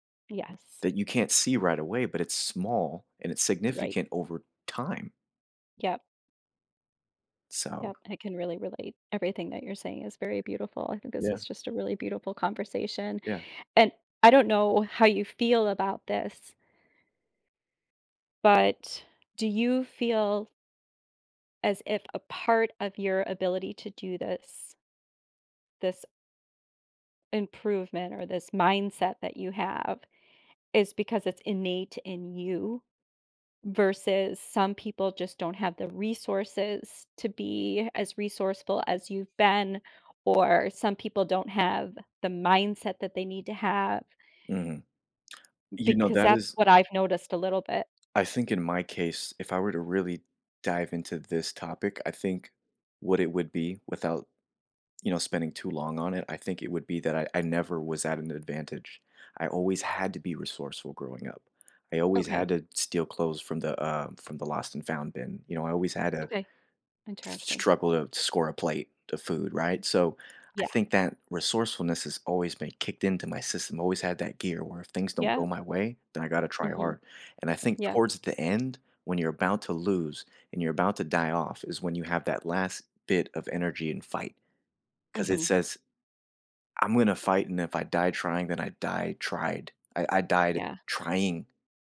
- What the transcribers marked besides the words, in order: tapping; stressed: "had"; other background noise
- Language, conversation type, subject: English, unstructured, How can I stay hopeful after illness or injury?
- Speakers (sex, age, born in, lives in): female, 50-54, United States, United States; male, 20-24, United States, United States